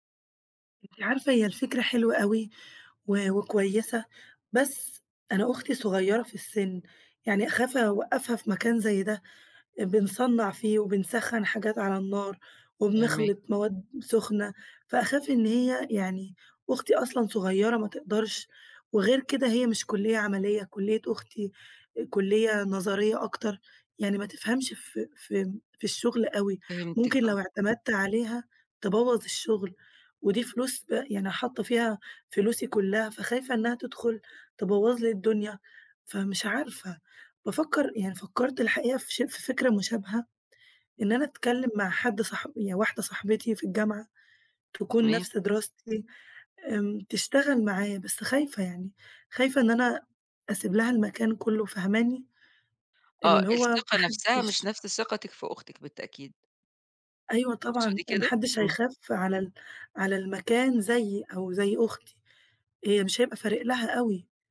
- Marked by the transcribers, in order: other background noise
- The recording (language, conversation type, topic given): Arabic, advice, إزاي أوازن بين حياتي الشخصية ومتطلبات الشغل السريع؟